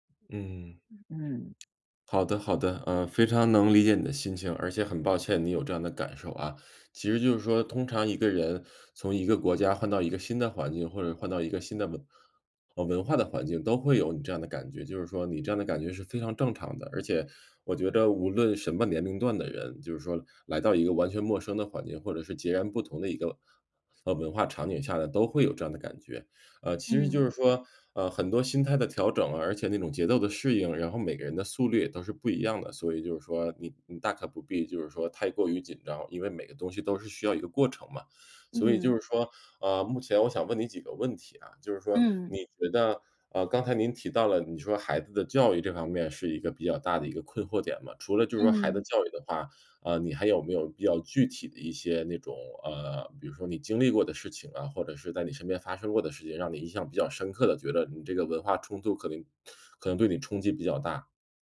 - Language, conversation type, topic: Chinese, advice, 我该如何调整期待，并在新环境中重建日常生活？
- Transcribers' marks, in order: other background noise; teeth sucking; teeth sucking; teeth sucking